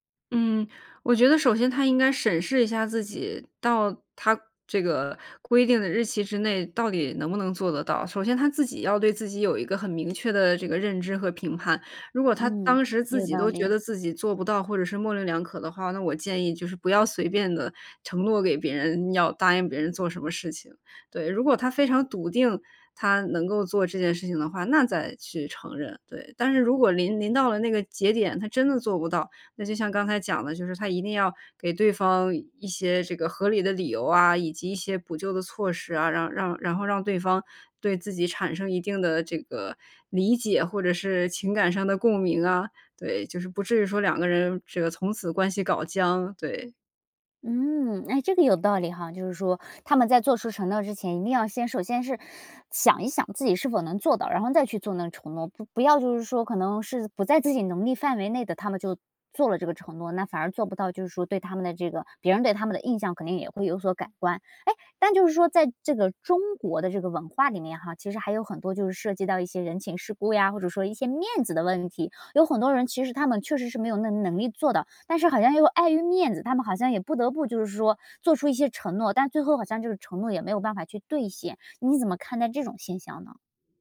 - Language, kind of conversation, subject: Chinese, podcast, 你怎么看“说到做到”在日常生活中的作用？
- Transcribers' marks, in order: other background noise; inhale; stressed: "中国"